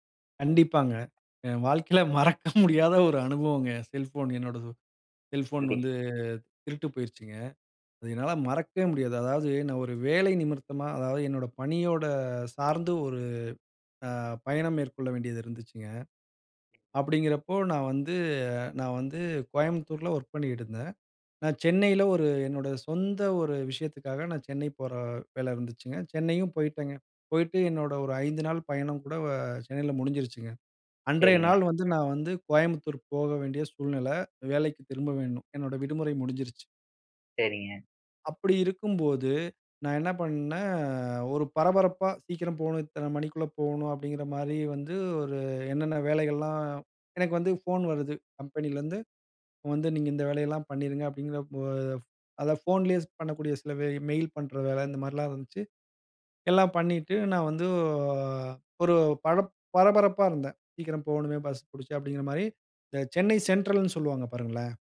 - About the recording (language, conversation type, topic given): Tamil, podcast, நீங்கள் வழிதவறி, கைப்பேசிக்கு சிக்னலும் கிடைக்காமல் சிக்கிய அந்த அனுபவம் எப்படி இருந்தது?
- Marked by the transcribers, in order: laugh; drawn out: "வந்து"; "நிமித்தமா" said as "நிமிர்த்தமா"; drawn out: "பணியோட"; drawn out: "ஒரு"; drawn out: "பண்ணே"; drawn out: "மாரி"; drawn out: "ஒரு"; unintelligible speech; in English: "மெயில்"; drawn out: "வந்து"